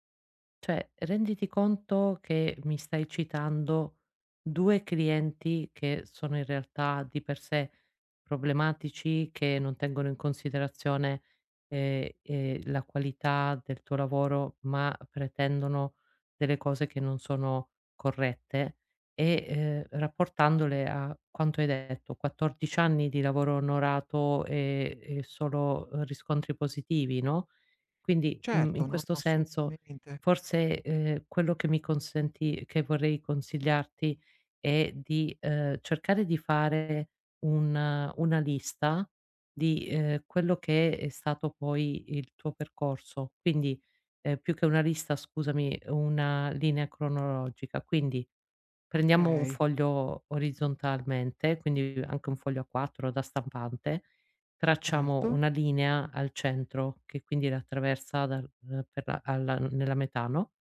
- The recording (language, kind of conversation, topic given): Italian, advice, Dopo il burnout, come posso ritrovare fiducia nelle mie capacità al lavoro?
- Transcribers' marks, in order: none